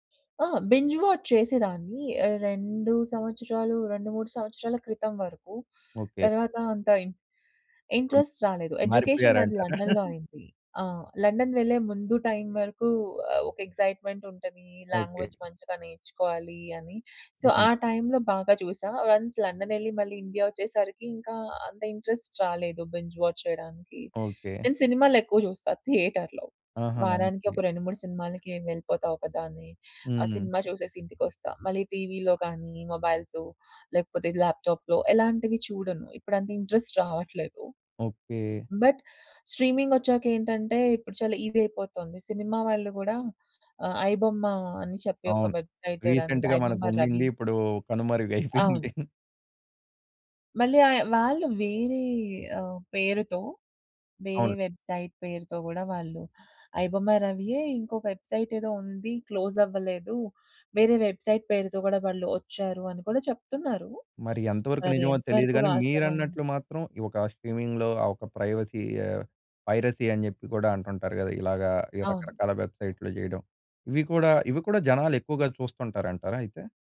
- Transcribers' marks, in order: in English: "బింజ్ వాచ్"; in English: "ఇన్ ఇన్‌ట్రెస్ట్"; in English: "ఎడ్యుకేషన్"; chuckle; in English: "ఎక్సైట్మెంట్"; in English: "లాంగ్వేజ్"; in English: "సో"; in English: "వన్స్"; in English: "ఇన్‌ట్రెస్ట్"; in English: "బెంజ్ వాచ్"; in English: "థియేటర్‌లో"; in English: "ఇన్‌ట్రెస్ట్"; in English: "బట్"; in English: "ఈసీ"; in English: "వెబ్‌సైట్"; in English: "రీసెంట్‌గా"; laughing while speaking: "కనుమరుగైపోయింది"; in English: "వెబ్‌సైట్"; in English: "వెబ్‌సైట్"; in English: "క్లోజ్"; in English: "వెబ్‌సైట్"; in English: "స్ట్రీమిం‌గ్‌లో"; in English: "ప్రైవసీ"; in English: "పైరసీ"
- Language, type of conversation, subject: Telugu, podcast, స్ట్రీమింగ్ సేవలు వచ్చిన తర్వాత మీరు టీవీ చూసే అలవాటు ఎలా మారిందని అనుకుంటున్నారు?